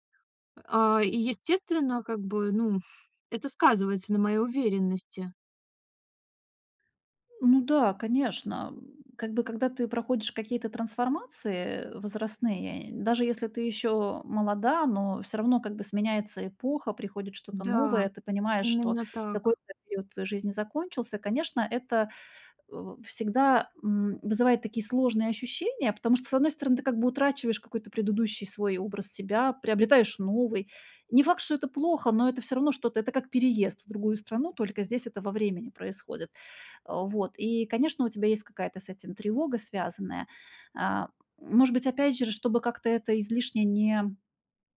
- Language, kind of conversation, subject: Russian, advice, Как справиться с навязчивыми негативными мыслями, которые подрывают мою уверенность в себе?
- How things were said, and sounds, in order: none